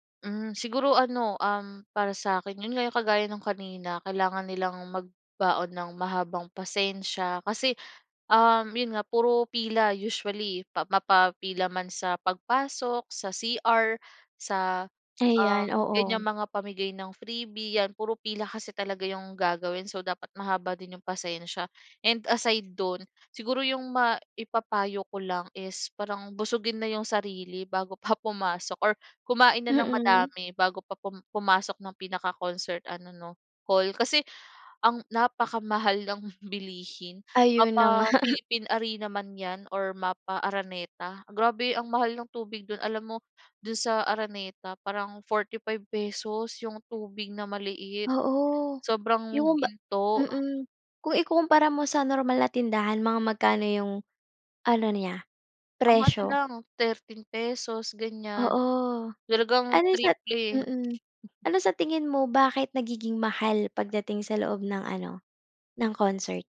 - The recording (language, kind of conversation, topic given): Filipino, podcast, Puwede mo bang ikuwento ang konsiyertong hindi mo malilimutan?
- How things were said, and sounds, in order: chuckle; other background noise